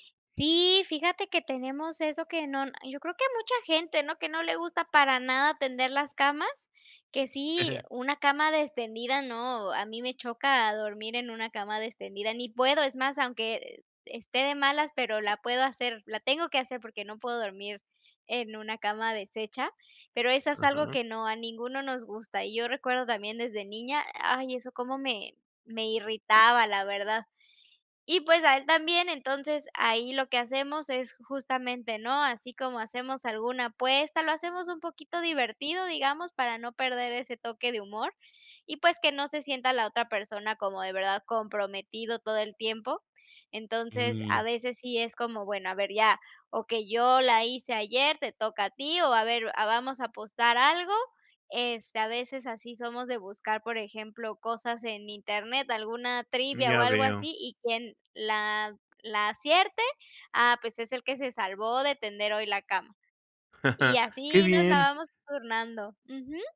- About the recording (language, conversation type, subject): Spanish, podcast, ¿Cómo organizas las tareas del hogar en familia?
- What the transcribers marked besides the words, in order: tapping; chuckle; chuckle